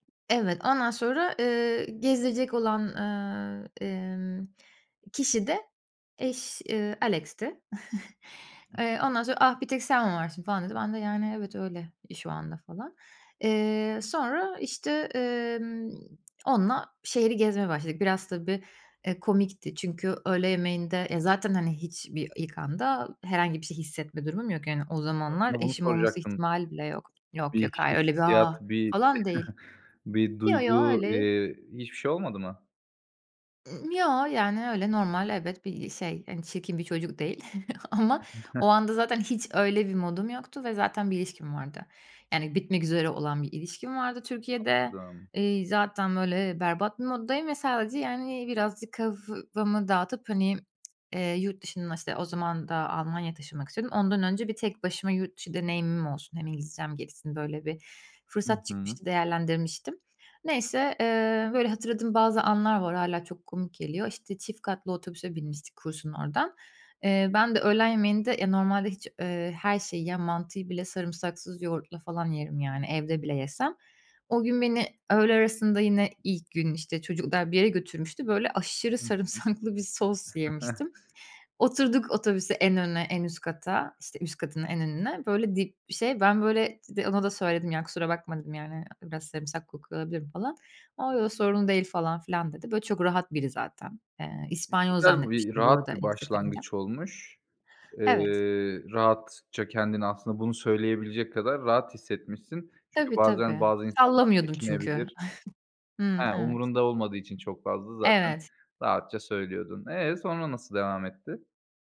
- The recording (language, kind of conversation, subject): Turkish, podcast, Hayatınızı tesadüfen değiştiren biriyle hiç karşılaştınız mı?
- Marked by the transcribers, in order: chuckle; tapping; chuckle; other noise; chuckle; tsk; stressed: "aşırı"; laughing while speaking: "sarımsaklı"; chuckle; chuckle